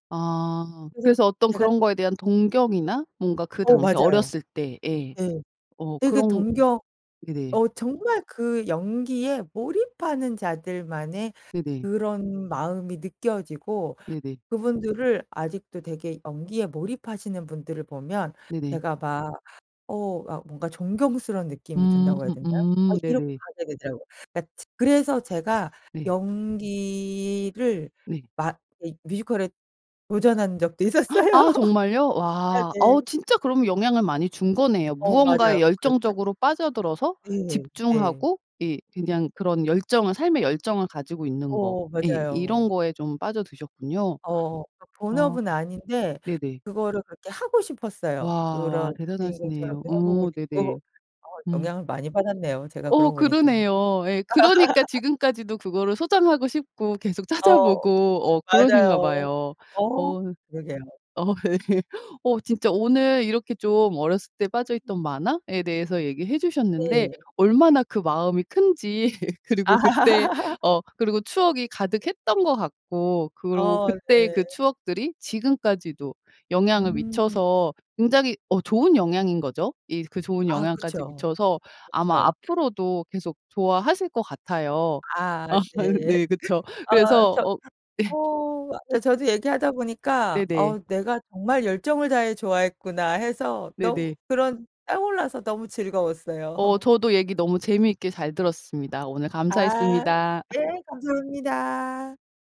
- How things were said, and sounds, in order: other background noise; tapping; gasp; laughing while speaking: "있었어요"; laugh; laughing while speaking: "계속 찾아 보고"; laugh; laugh; laugh; laughing while speaking: "네 그쵸"; laugh
- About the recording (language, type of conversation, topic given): Korean, podcast, 어렸을 때 가장 빠져 있던 만화는 무엇이었나요?